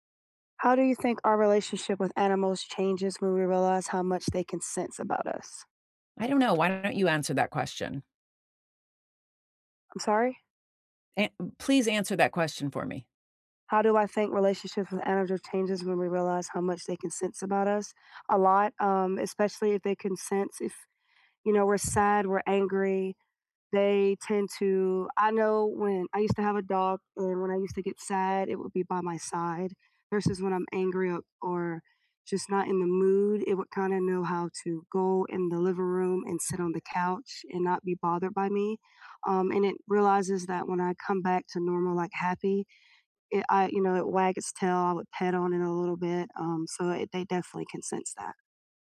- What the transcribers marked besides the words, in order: tapping; background speech; other background noise
- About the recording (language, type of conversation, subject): English, unstructured, What is the most surprising thing animals can sense about people?
- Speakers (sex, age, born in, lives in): female, 20-24, United States, United States; female, 65-69, United States, United States